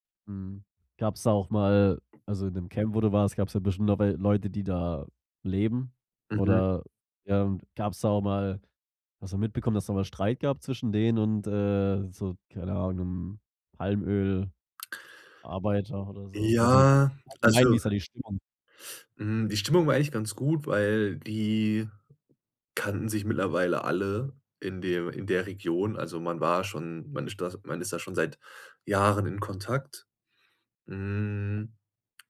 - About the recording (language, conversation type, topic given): German, podcast, Was war deine denkwürdigste Begegnung auf Reisen?
- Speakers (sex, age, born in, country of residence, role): male, 25-29, Germany, Germany, guest; male, 25-29, Germany, Germany, host
- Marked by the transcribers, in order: none